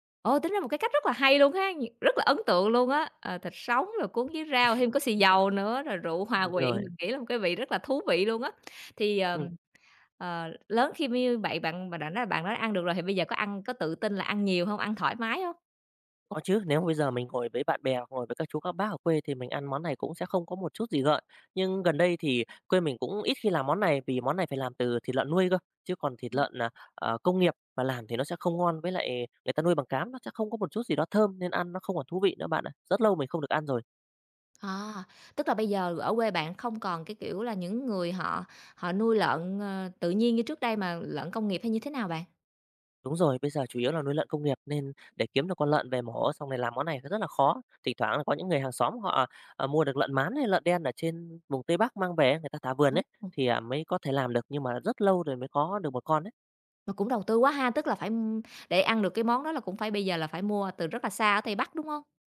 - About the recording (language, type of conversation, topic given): Vietnamese, podcast, Bạn có thể kể về món ăn tuổi thơ khiến bạn nhớ mãi không quên không?
- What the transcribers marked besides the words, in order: chuckle; tapping; other noise; unintelligible speech